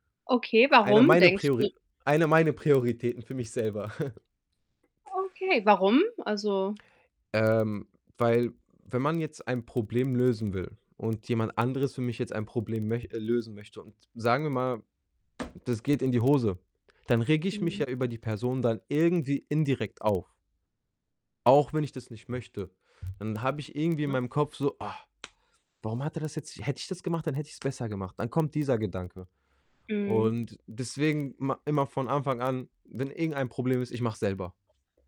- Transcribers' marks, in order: distorted speech; chuckle; other background noise; tapping; unintelligible speech
- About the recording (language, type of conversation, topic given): German, advice, Wie kann ich Prioritäten setzen und Aufgaben ohne Stress delegieren?